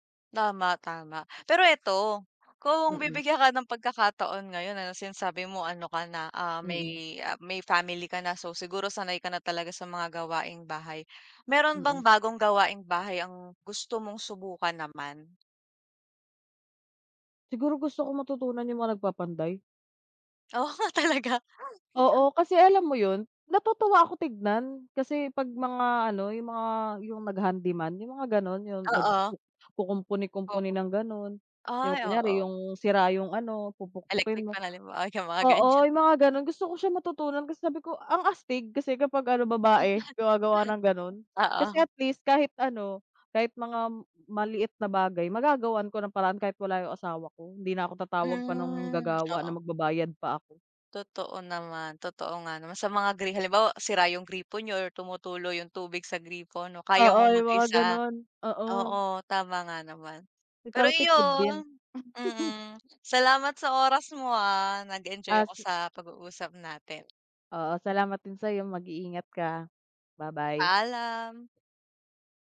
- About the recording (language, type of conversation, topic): Filipino, unstructured, Anong gawaing-bahay ang pinakagusto mong gawin?
- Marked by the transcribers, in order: other background noise; laughing while speaking: "Oh talaga?"; laughing while speaking: "yung mga ganyan"; unintelligible speech; tapping